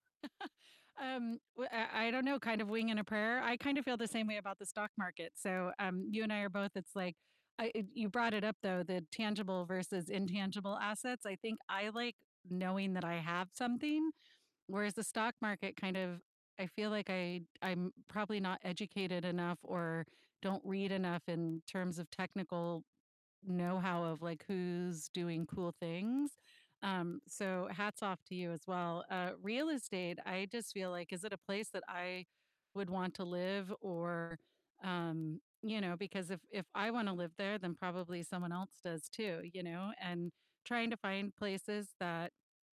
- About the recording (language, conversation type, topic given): English, unstructured, What is the biggest risk you would take for your future?
- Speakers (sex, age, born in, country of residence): female, 50-54, United States, United States; male, 20-24, United States, United States
- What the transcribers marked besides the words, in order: laugh; distorted speech